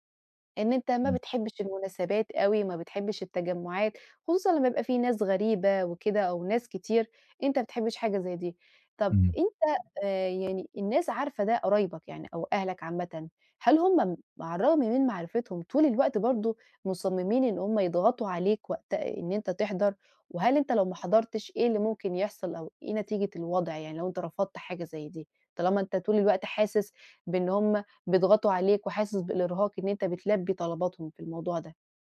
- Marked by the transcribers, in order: none
- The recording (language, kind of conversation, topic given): Arabic, advice, إزاي أتعامل مع الإحساس بالإرهاق من المناسبات الاجتماعية؟